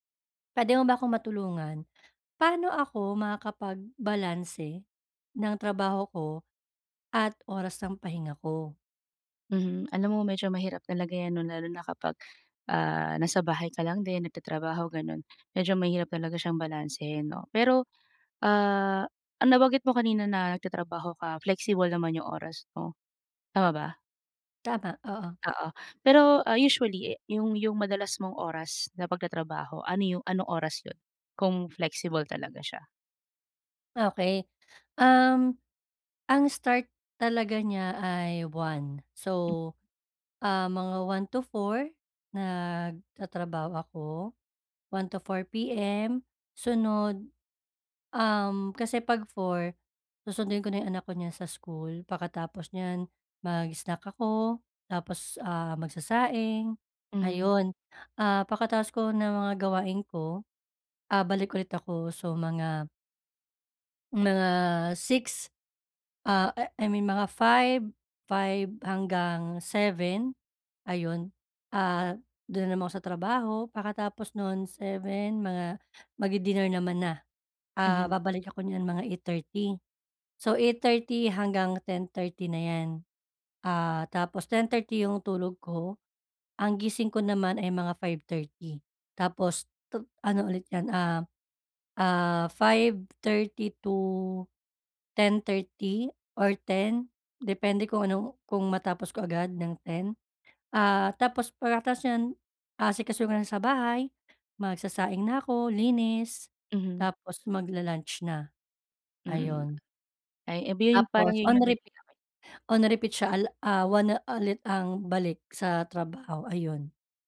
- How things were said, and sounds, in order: tapping; "Pagkatapos" said as "pakatapos"; "pagkatapos" said as "pakatapos"; "pagkatapos" said as "pakatapos"
- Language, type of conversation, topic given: Filipino, advice, Paano ko mababalanse ang trabaho at oras ng pahinga?